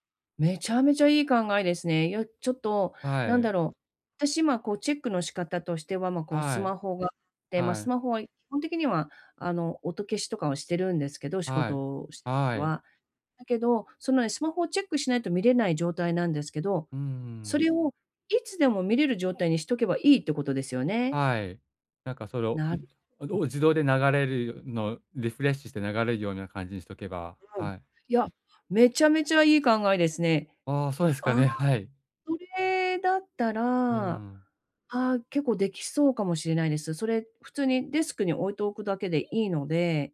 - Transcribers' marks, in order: unintelligible speech
- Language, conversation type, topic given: Japanese, advice, 時間不足で趣味に手が回らない